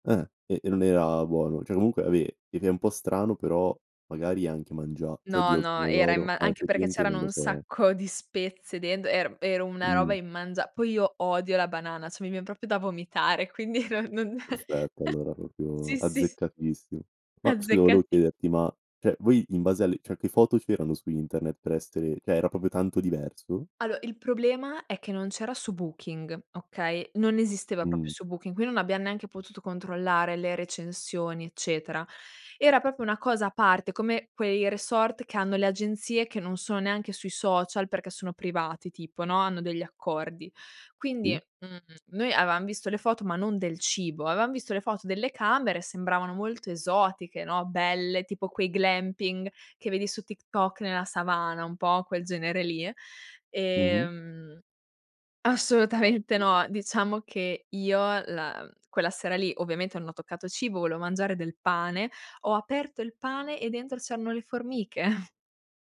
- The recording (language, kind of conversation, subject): Italian, podcast, Chi ti ha aiutato in un momento difficile durante un viaggio?
- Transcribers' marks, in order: "cioè" said as "ceh"; "cioè" said as "ceh"; "effettivamente" said as "affettivaente"; "dentro" said as "dend"; "cioè" said as "ceh"; other background noise; "proprio" said as "propio"; chuckle; "cioè" said as "ceh"; "cioè" said as "ceh"; "cioè" said as "ceh"; "proprio" said as "propio"; "quindi" said as "quin"; "proprio" said as "propio"; stressed: "belle"; in English: "glamping"; laughing while speaking: "assolutamente no !"; chuckle